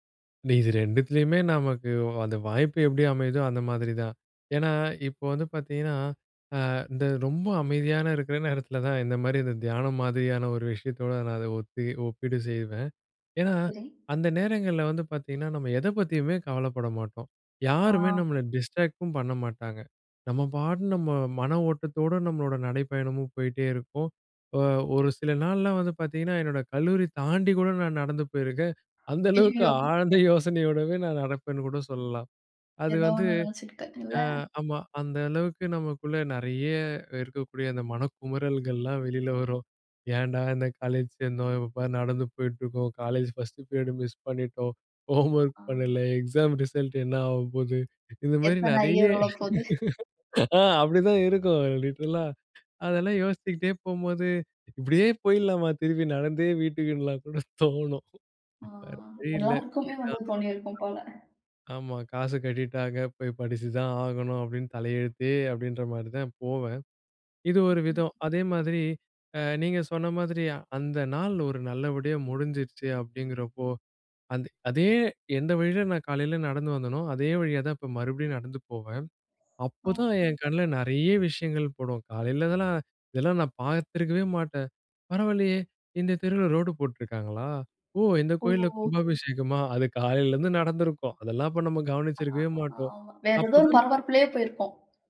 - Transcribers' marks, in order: in English: "டிஸ்ட்ராக்ட்டும்"; other noise; laughing while speaking: "அய்யயோ!"; laughing while speaking: "அந்த அளவுக்கு ஆழ்ந்த யோசனையோடவே நான் நடப்பேன்னு கூட சொல்லலாம்"; in English: "ஃபர்ஸ்ட் பீரியட் மிஸ்"; laughing while speaking: "ஹோம்வொர்க்"; in English: "ஹோம்வொர்க்"; in English: "எக்ஸாம் ரிசல்ட்"; in English: "அரியர்"; laugh; in English: "லிட்டரல்"; unintelligible speech; chuckle
- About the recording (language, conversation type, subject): Tamil, podcast, பூங்காவில் நடக்கும்போது உங்கள் மனம் எப்படித் தானாகவே அமைதியாகிறது?